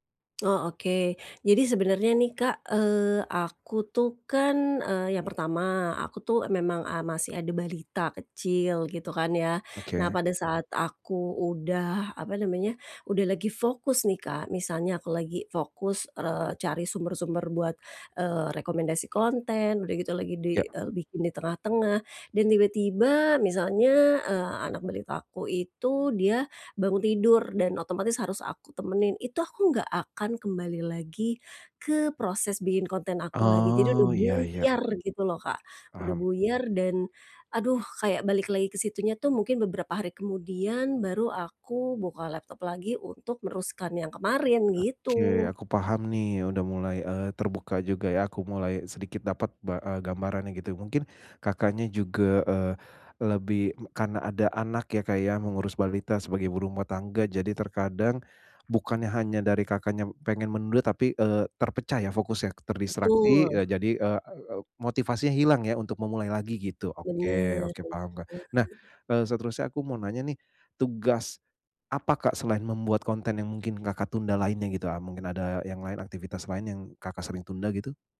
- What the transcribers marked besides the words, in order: other background noise; stressed: "buyar"; "meneruskan" said as "meruskan"
- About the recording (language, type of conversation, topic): Indonesian, advice, Bagaimana cara berhenti menunda dan mulai menyelesaikan tugas?